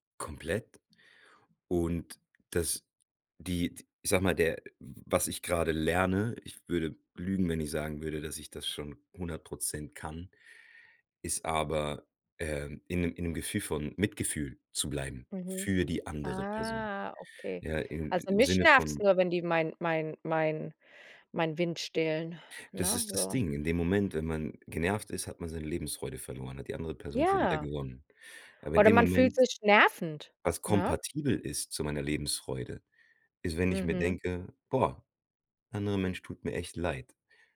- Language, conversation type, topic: German, podcast, Wie drückst du dich kreativ aus?
- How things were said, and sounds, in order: drawn out: "Ah"